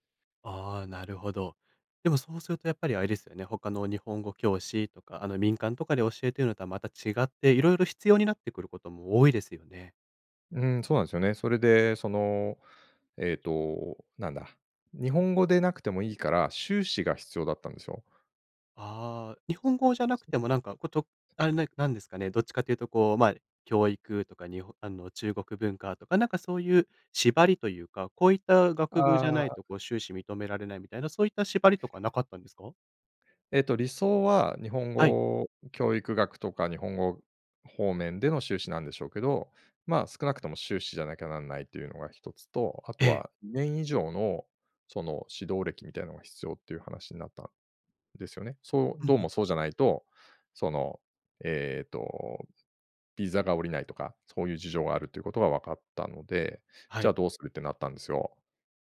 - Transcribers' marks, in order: unintelligible speech
- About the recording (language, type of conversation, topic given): Japanese, podcast, キャリアの中で、転機となったアドバイスは何でしたか？